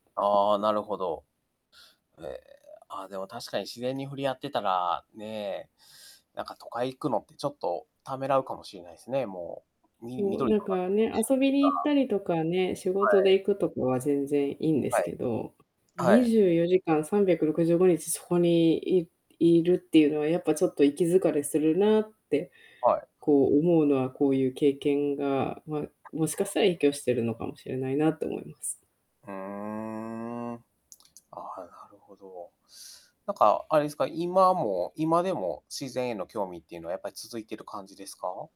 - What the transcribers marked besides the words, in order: "触れ合ってたら" said as "ふりあってたら"; distorted speech; unintelligible speech; other background noise; drawn out: "うーん"
- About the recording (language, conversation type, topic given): Japanese, podcast, 子どもの頃に体験した自然の中で、特に印象に残っている出来事は何ですか？